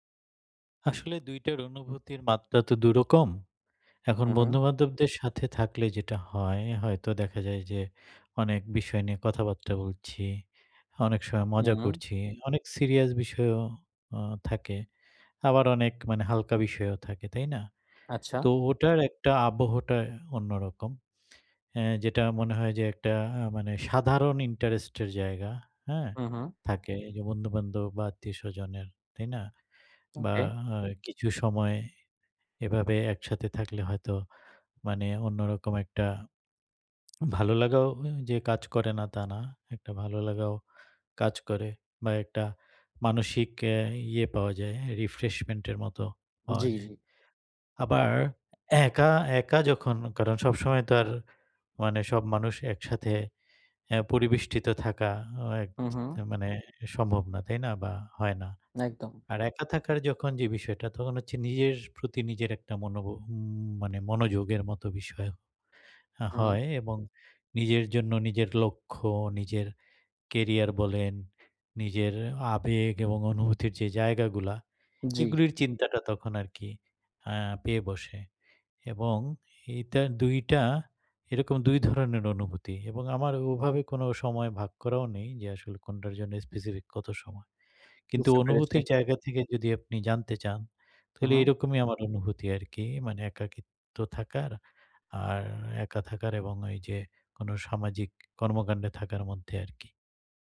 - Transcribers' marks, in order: tapping; "আবহাওয়াটা" said as "আবহটা"; lip smack; lip smack; lip smack; other background noise; lip smack
- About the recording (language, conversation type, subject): Bengali, advice, সামাজিকতা এবং একাকীত্বের মধ্যে কীভাবে সঠিক ভারসাম্য বজায় রাখব?